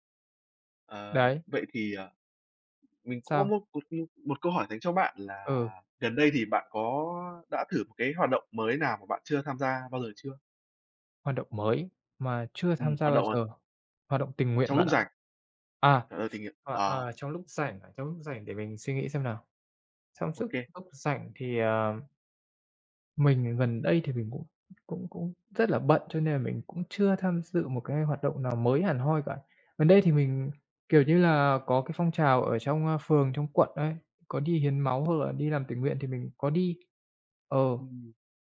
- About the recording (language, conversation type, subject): Vietnamese, unstructured, Bạn thường dành thời gian rảnh để làm gì?
- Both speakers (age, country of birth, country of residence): 20-24, Vietnam, Vietnam; 30-34, United States, Philippines
- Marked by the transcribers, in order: tapping; other background noise; unintelligible speech